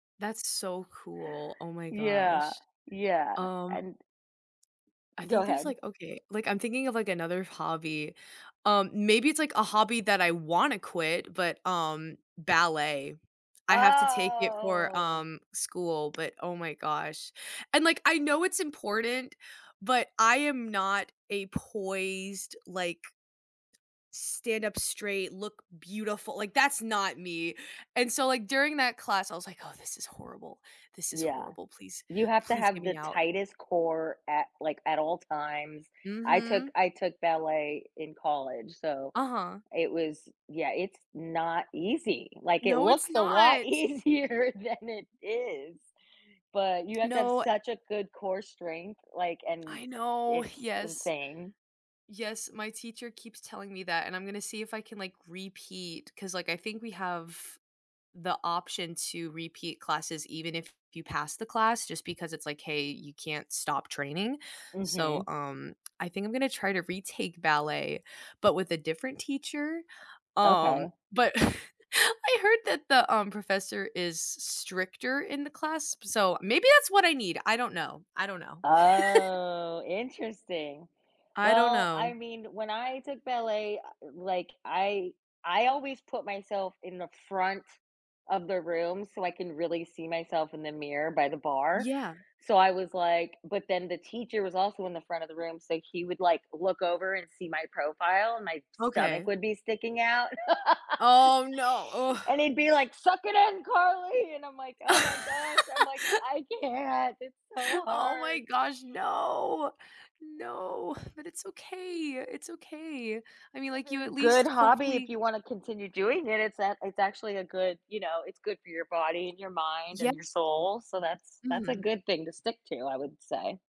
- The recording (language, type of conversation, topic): English, unstructured, How do you decide when to give up on a hobby or keep trying?
- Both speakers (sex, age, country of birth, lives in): female, 18-19, Italy, United States; female, 40-44, United States, United States
- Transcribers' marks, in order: other background noise; drawn out: "Oh"; tapping; laughing while speaking: "easier than it"; chuckle; drawn out: "Oh"; chuckle; laugh; laugh; stressed: "can't"